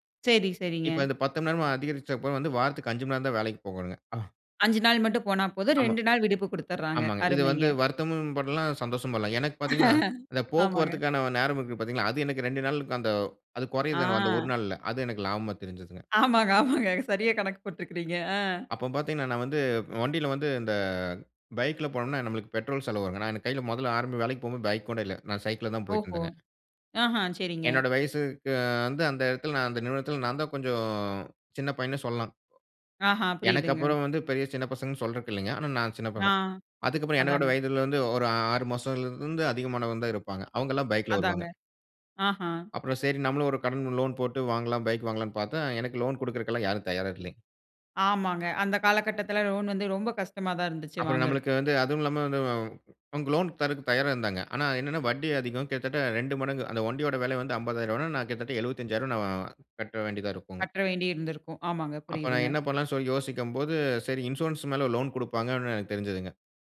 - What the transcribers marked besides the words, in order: chuckle; laughing while speaking: "ஆமாங்க, ஆமாங்க. சரியாக கணக்கு போட்ருக்கிறீங்க. அ"; drawn out: "கொஞ்சம்"; other noise; "கட்ட" said as "கற்ற"
- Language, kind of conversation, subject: Tamil, podcast, பணி நேரமும் தனிப்பட்ட நேரமும் பாதிக்காமல், எப்போதும் அணுகக்கூடியவராக இருக்க வேண்டிய எதிர்பார்ப்பை எப்படி சமநிலைப்படுத்தலாம்?
- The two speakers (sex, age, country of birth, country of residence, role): female, 25-29, India, India, host; male, 35-39, India, India, guest